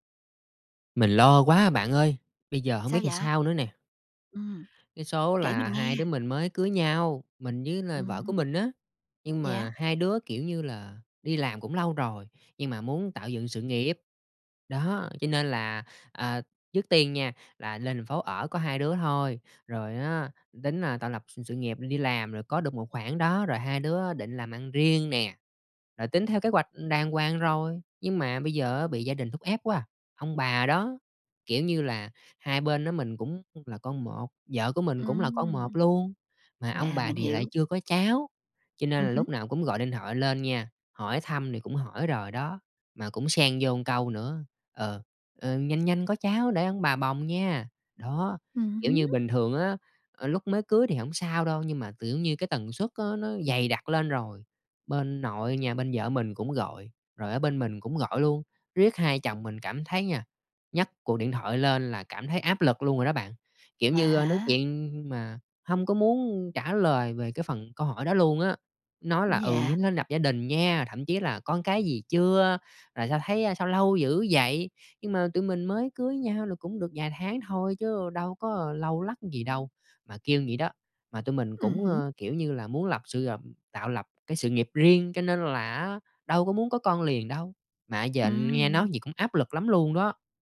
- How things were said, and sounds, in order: tapping; "một" said as "ừn"; other background noise
- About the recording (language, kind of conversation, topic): Vietnamese, advice, Bạn cảm thấy thế nào khi bị áp lực phải có con sau khi kết hôn?